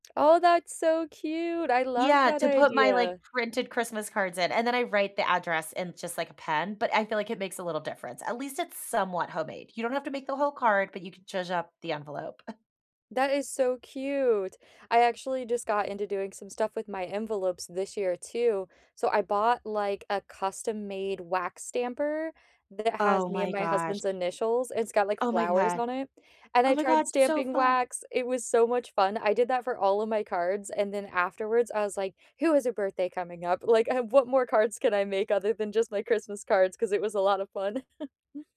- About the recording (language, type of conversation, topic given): English, unstructured, What is a hobby that surprised you by how much you enjoyed it?
- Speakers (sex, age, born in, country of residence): female, 35-39, United States, United States; female, 35-39, United States, United States
- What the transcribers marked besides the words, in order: chuckle; chuckle